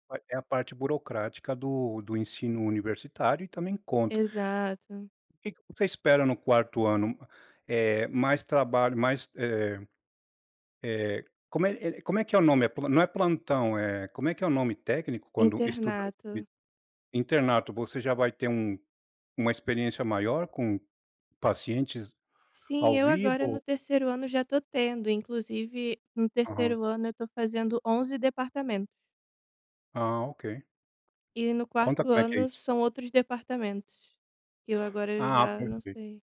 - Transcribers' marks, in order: unintelligible speech
- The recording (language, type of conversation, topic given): Portuguese, podcast, O que é mais importante: a nota ou o aprendizado?